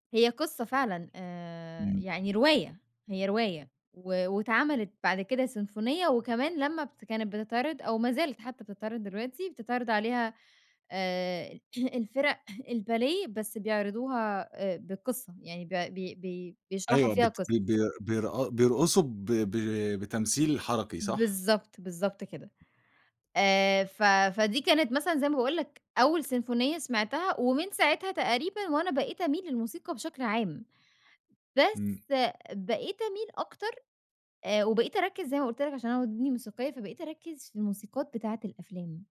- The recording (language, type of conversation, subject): Arabic, podcast, إيه دور الذكريات في اختيار أغاني مشتركة؟
- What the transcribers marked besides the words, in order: throat clearing